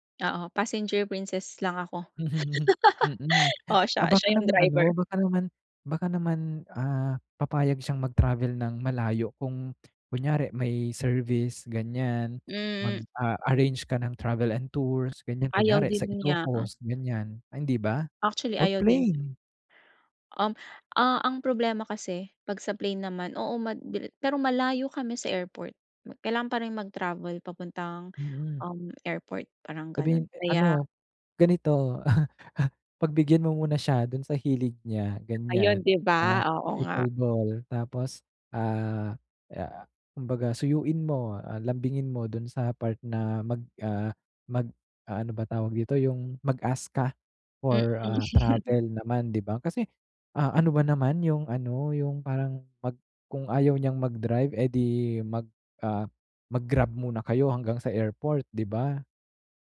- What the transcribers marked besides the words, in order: chuckle; laugh; chuckle; laugh
- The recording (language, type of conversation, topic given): Filipino, advice, Paano ko mas mabibigyang-halaga ang mga karanasan kaysa sa mga materyal na bagay?